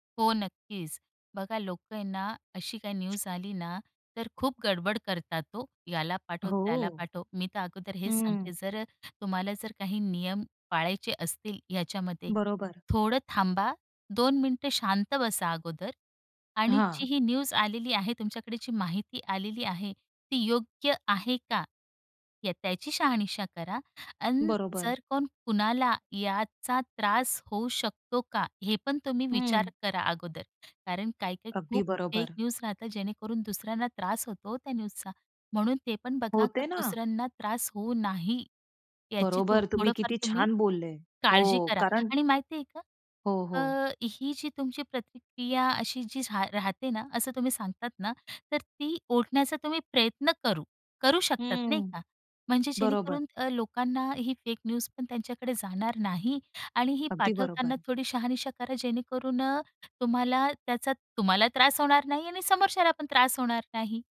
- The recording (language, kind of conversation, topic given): Marathi, podcast, फेक बातम्या ओळखण्यासाठी कोणत्या सोप्या टिप्स उपयोगी ठरतात?
- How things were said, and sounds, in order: other background noise